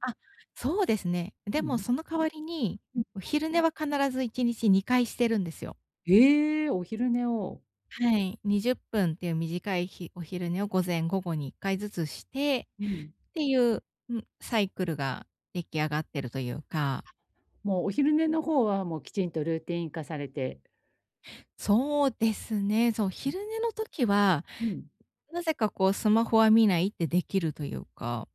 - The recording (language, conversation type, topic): Japanese, advice, 就寝前に何をすると、朝すっきり起きられますか？
- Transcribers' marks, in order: other background noise; tapping